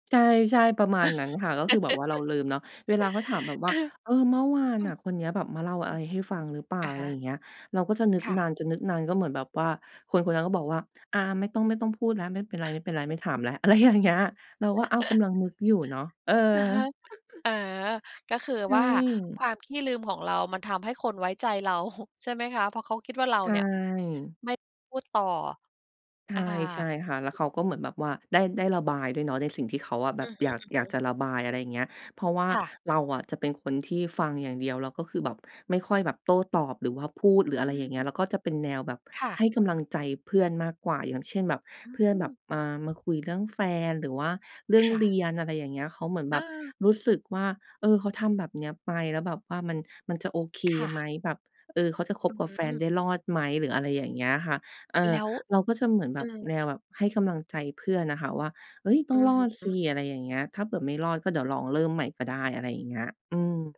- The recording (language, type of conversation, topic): Thai, podcast, มีวิธีเล็กๆ อะไรบ้างที่ช่วยให้คนไว้ใจคุณมากขึ้น?
- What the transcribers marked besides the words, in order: laugh; chuckle; laugh; chuckle; chuckle; tapping